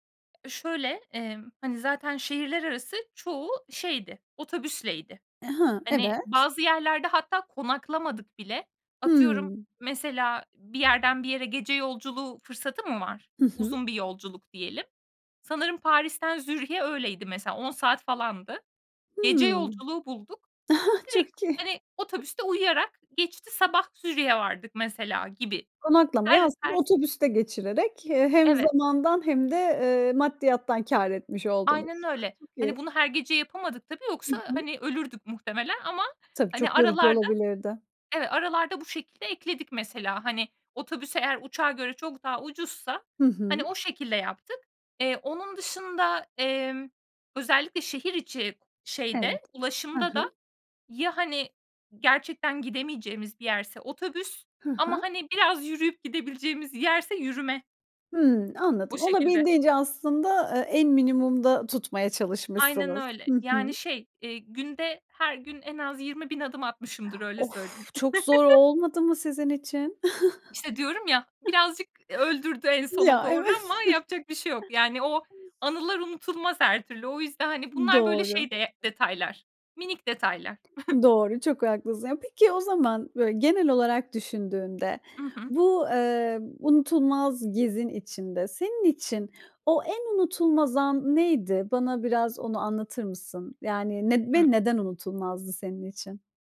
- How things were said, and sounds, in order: tapping; chuckle; laughing while speaking: "Çok iyi"; chuckle; other background noise; gasp; chuckle; chuckle; laughing while speaking: "Ya, evet"; chuckle; chuckle
- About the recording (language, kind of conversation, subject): Turkish, podcast, Az bir bütçeyle unutulmaz bir gezi yaptın mı, nasıl geçti?